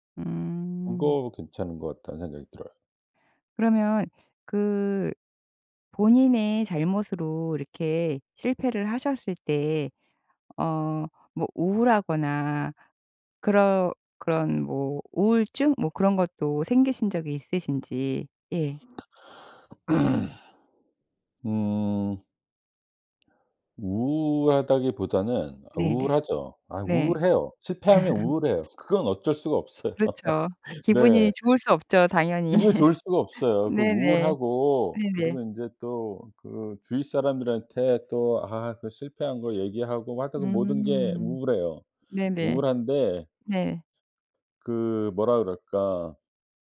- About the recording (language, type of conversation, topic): Korean, podcast, 실패로 인한 죄책감은 어떻게 다스리나요?
- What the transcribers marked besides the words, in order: throat clearing; other background noise; laugh; laughing while speaking: "없어요"; laugh; laugh